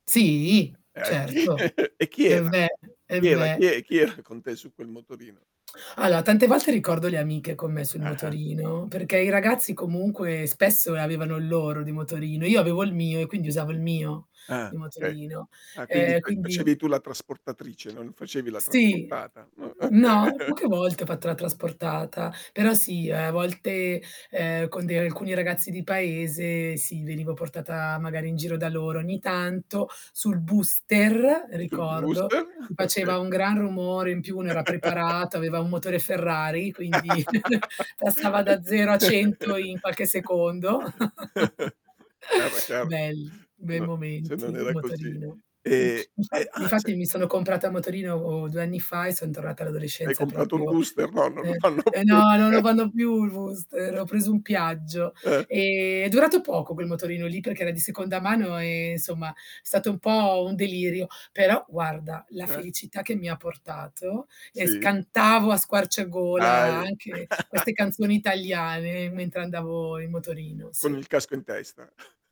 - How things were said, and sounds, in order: static; drawn out: "Sì"; tapping; distorted speech; laughing while speaking: "sì?"; chuckle; lip smack; other background noise; laughing while speaking: "oka"; chuckle; stressed: "booster"; chuckle; laughing while speaking: "Oka"; laugh; laugh; chuckle; laugh; "proprio" said as "propio"; laughing while speaking: "fanno più"; laugh; chuckle; chuckle
- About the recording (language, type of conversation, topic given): Italian, podcast, C’è una canzone che ti riporta alle estati di quando eri ragazzo?